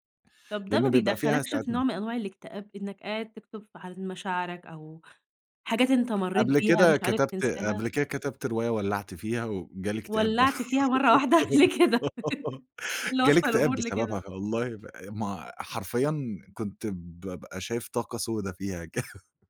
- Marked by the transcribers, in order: laughing while speaking: "واحدة ليه كده؟!"; laughing while speaking: "بر"; laugh; laughing while speaking: "كده"
- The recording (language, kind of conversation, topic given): Arabic, podcast, بتشتغل إزاي لما الإلهام يغيب؟